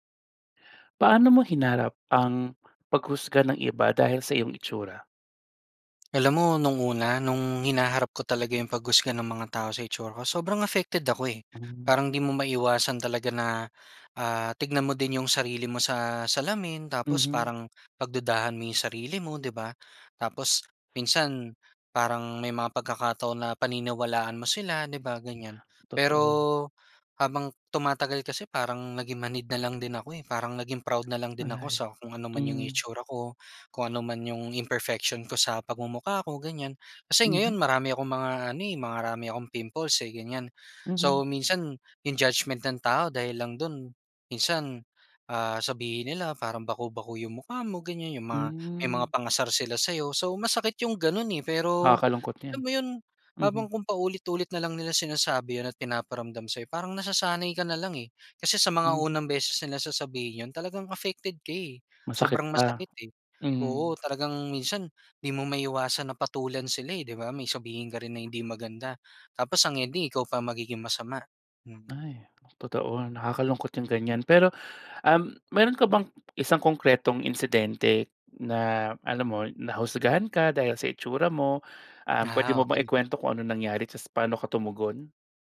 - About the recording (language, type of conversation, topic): Filipino, podcast, Paano mo hinaharap ang paghusga ng iba dahil sa iyong hitsura?
- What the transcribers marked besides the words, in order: tapping; tongue click; gasp; horn; other background noise